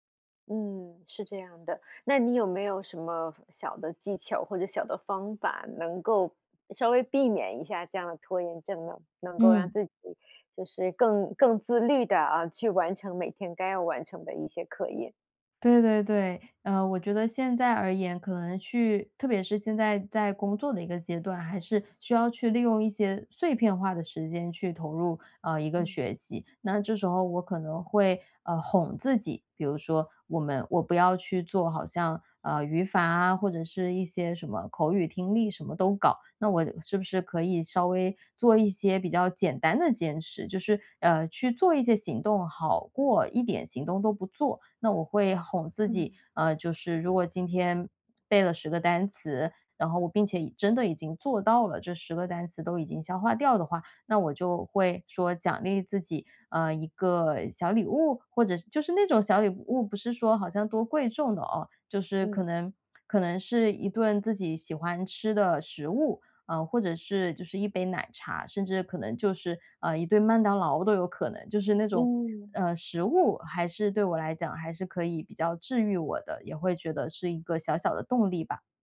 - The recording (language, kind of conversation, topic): Chinese, podcast, 你如何应对学习中的拖延症？
- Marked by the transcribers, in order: other background noise